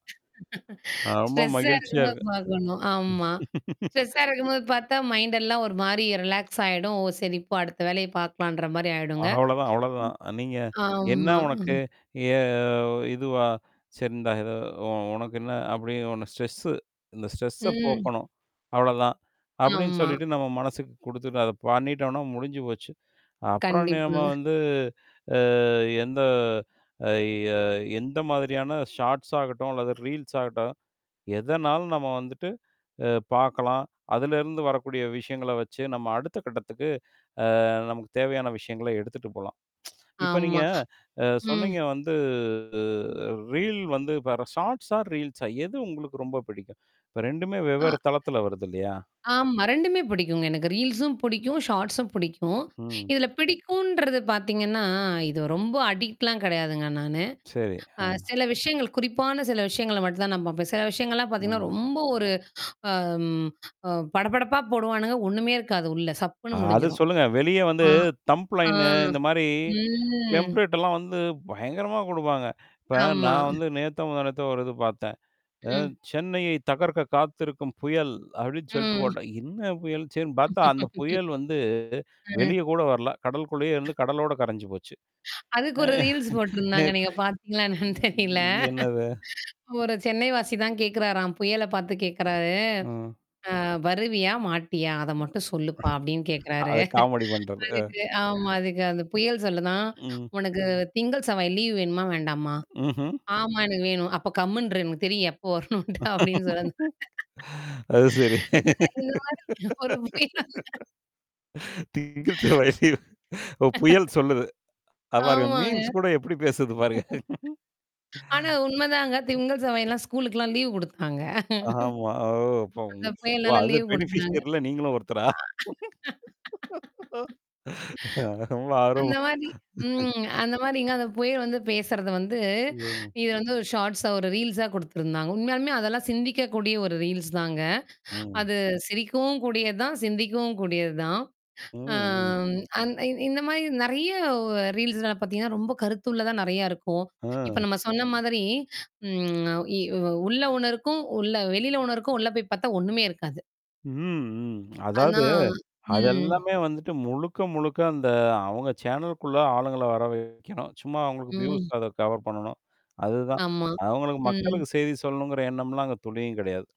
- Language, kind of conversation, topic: Tamil, podcast, சின்னச் சின்ன வீடியோக்கள் உங்கள் கவனத்தை எப்படிப் பிடித்துக்கொள்கின்றன?
- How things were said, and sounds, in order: laughing while speaking: "ஸ்ட்ரெஸ்ஸா இருக்கும்போது பார்க்கணும். ஆமா"; distorted speech; in English: "ஸ்ட்ரெஸ்ஸா"; other noise; laugh; in English: "மைண்ட்"; in English: "ரிலாக்ஸ்"; drawn out: "எ"; in English: "ஸ்ட்ரெஸ்ஸு"; in English: "ஸ்ட்ரெஸ்ஸ"; static; in English: "ஷார்ட்ஸ்"; in English: "ரீல்ஸ்"; tsk; drawn out: "வந்து"; in English: "ஷார்ட்ஸ்சா, ரீல்ஸா"; tapping; in English: "ரீல்ஸும்"; in English: "ஷார்ட்ஸும்"; in English: "அடிக்ட்லாம்"; in English: "தம்ப்லைனு"; in English: "எம்ப்ளடலாம்"; drawn out: "ம்"; laugh; laughing while speaking: "அதுக்கு ஒரு ரீல்ஸ் போட்ருந்தாங்க. நீங்க … இந்த மாரி ஒரு"; in English: "ரீல்ஸ்"; laughing while speaking: "அ நேத்து"; laughing while speaking: "அ. அத காமெடி பண்றது"; other background noise; laughing while speaking: "அது சரி. திங்கள், செவ்வாய்ல ஓ … எப்படி பேசிது பாரு?"; unintelligible speech; chuckle; in English: "மீம்ஸ்"; laugh; laughing while speaking: "லீவ் குடுத்தாங்க. அந்த புயனால லீவ் குடுத்தாங்க அந்த மாரி ம்"; laughing while speaking: "ஆமா. ஓ! இப்ப உ அது … ஆ. ரொம்ப ஆர்வமா"; mechanical hum; in English: "பெனிஃபிஷியர்"; in English: "ஷார்ட்ஸா"; in English: "ரீல்ஸா"; in English: "ரீல்ஸ்"; in English: "ரீல்ஸ்னால"; in English: "வியூஸ்"; in English: "கவர்"